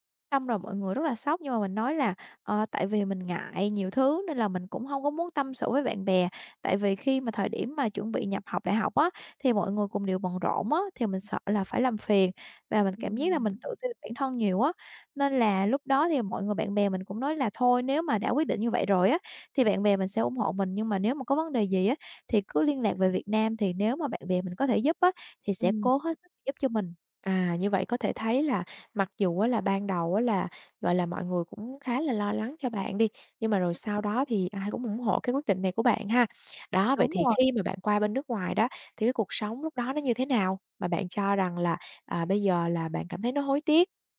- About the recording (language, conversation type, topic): Vietnamese, podcast, Bạn có thể kể về quyết định nào khiến bạn hối tiếc nhất không?
- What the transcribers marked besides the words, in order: tapping; other background noise